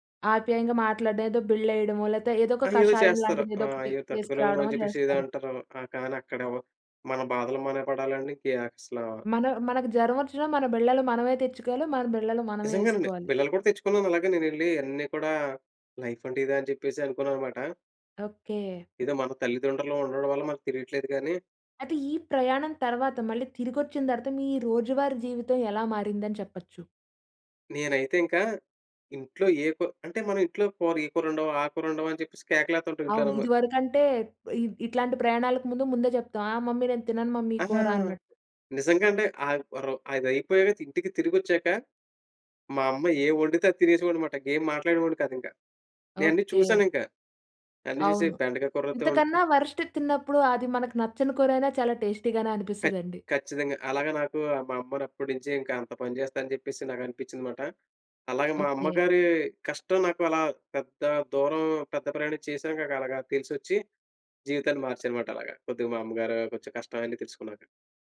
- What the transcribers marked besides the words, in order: in English: "లైఫ్"; in English: "వరస్ట్‌ది"; in English: "టేస్టీగానే"
- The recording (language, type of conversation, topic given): Telugu, podcast, మీ మొట్టమొదటి పెద్ద ప్రయాణం మీ జీవితాన్ని ఎలా మార్చింది?